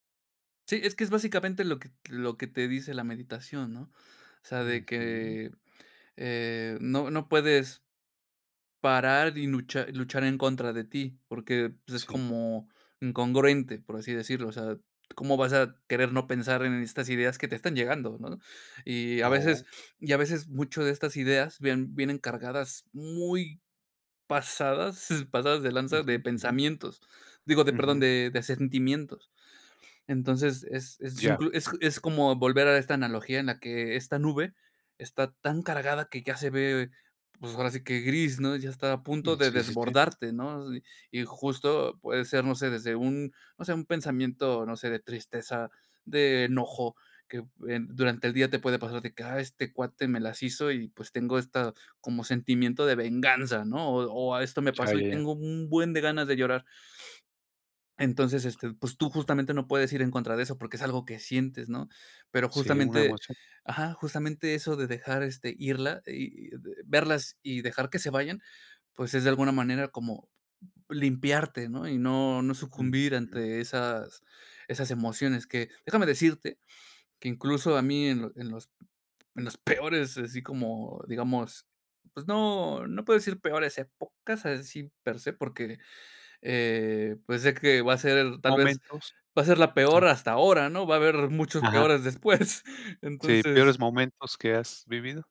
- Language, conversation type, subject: Spanish, podcast, ¿Cómo manejar los pensamientos durante la práctica?
- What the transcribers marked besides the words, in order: chuckle